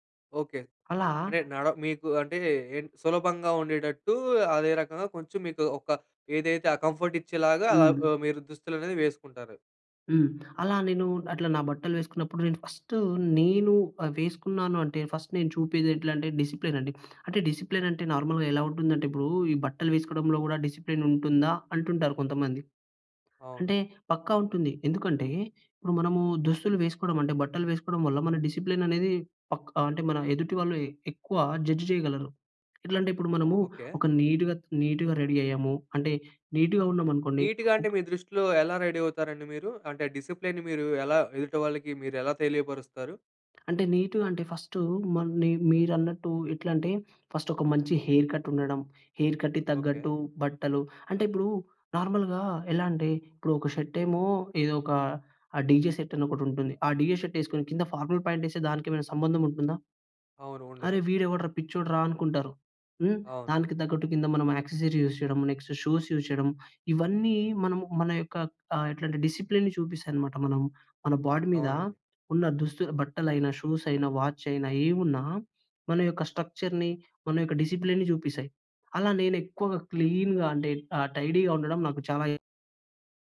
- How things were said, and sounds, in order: in English: "కంఫర్ట్"; in English: "ఫస్ట్"; in English: "ఫస్ట్"; in English: "డిసిప్లైన్"; sniff; in English: "డిసిప్లైన్"; in English: "నార్మల్‌గా"; in English: "డిసిప్లైన్"; in English: "డిసిప్లైన్"; in English: "జడ్జ్"; in English: "నీట్‌గా, నీట్‌గా రెడీ"; in English: "నీట్‌గా"; in English: "నీట్‌గా"; other background noise; in English: "రెడీ"; in English: "డిసిప్లేయిన్‌ని"; in English: "నీట్‌గా"; in English: "ఫస్ట్"; in English: "హెయిర్ కట్"; in English: "హెయిర్ కట్‌కి"; in English: "నార్మల్‌గా"; in English: "డీజే షర్ట్"; in English: "డీజే షర్ట్"; in English: "ఫార్మల్ ప్యాంట్"; in English: "యాక్సెసిరీస్ యూస్"; in English: "నెక్స్ట్ షూస్ యూస్"; in English: "డిసిప్లైన్"; in English: "బాడీ"; in English: "షూస్"; in English: "వాచ్"; in English: "స్ట్రక్చర్‌ని"; in English: "డిసిప్లైన్‌ని"; in English: "క్లీన్‍గా"; horn; in English: "టైడీగా"
- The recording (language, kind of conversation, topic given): Telugu, podcast, మీ దుస్తులు మీ గురించి ఏమి చెబుతాయనుకుంటారు?